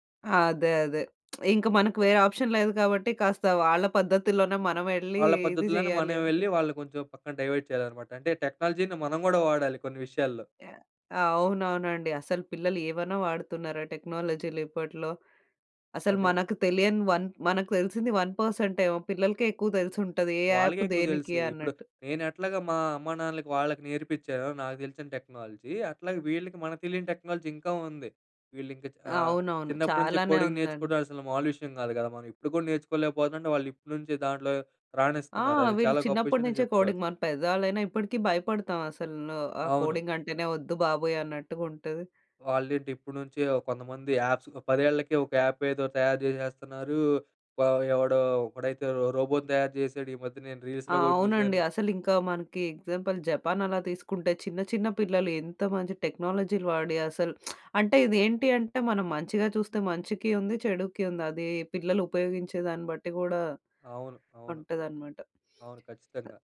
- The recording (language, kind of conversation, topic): Telugu, podcast, పిల్లల టెక్నాలజీ వినియోగాన్ని మీరు ఎలా పరిమితం చేస్తారు?
- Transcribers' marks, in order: lip smack; in English: "ఆప్షన్"; in English: "డైవర్ట్"; in English: "టెక్నాలజీ‌ని"; in English: "వన్"; in English: "వన్"; in English: "యాప్"; in English: "టెక్నాలజీ"; in English: "టెక్నాలజీ"; in English: "కోడింగ్"; in English: "కోడింగ్"; in English: "కోడింగ్"; in English: "యాప్స్"; in English: "యాప్"; in English: "రీల్స్‌లో"; in English: "ఎగ్జాంపుల్"; lip smack; other background noise